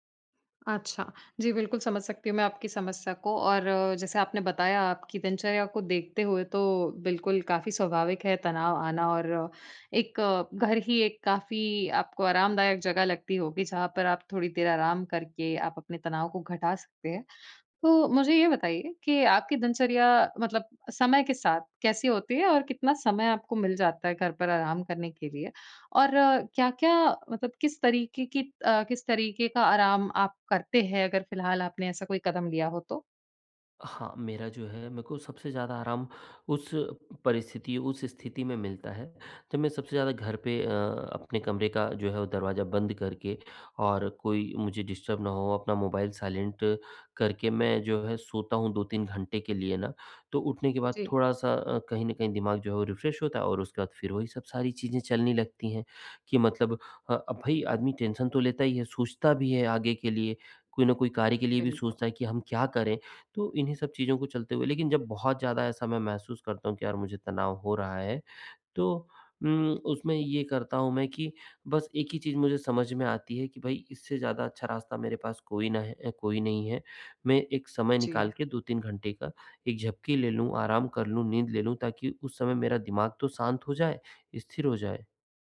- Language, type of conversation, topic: Hindi, advice, मैं घर पर आराम करके अपना तनाव कैसे कम करूँ?
- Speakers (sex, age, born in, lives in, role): female, 20-24, India, India, advisor; male, 45-49, India, India, user
- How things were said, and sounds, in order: in English: "डिस्टर्ब"; in English: "साइलेंट"; in English: "रिफ्रेश"; in English: "टेंशन"